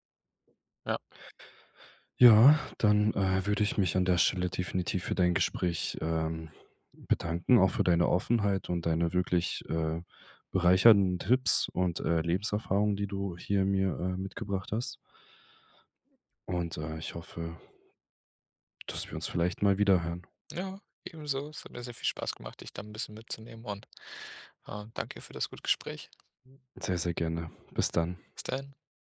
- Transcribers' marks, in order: joyful: "Ja, ebenso"
- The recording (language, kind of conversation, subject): German, podcast, Wie nutzt du 15-Minuten-Zeitfenster sinnvoll?